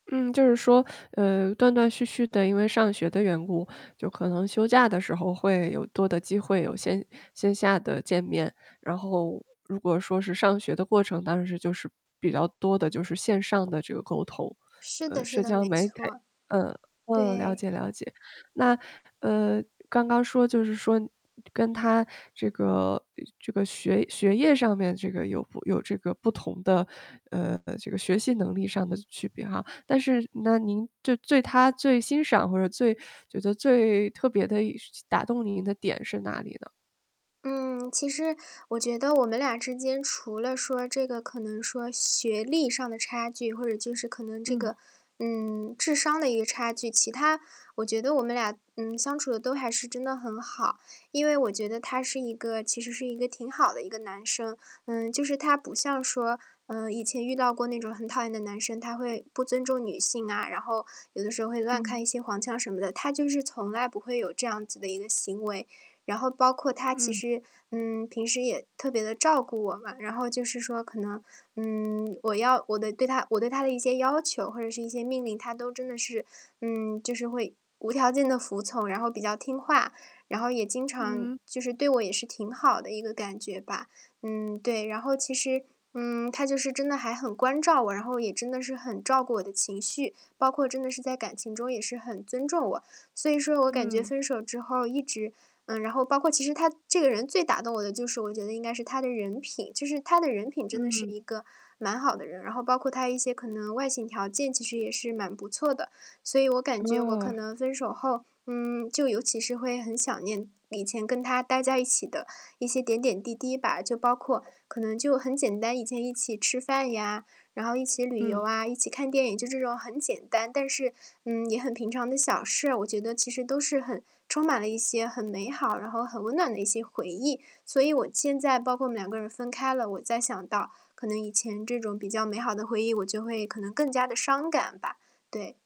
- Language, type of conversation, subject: Chinese, advice, 分手后我仍然很爱对方，却想学着放手，我该怎么做？
- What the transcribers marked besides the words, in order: static; tapping; distorted speech; "媒体" said as "媒忒"; other background noise; "对他" said as "最他"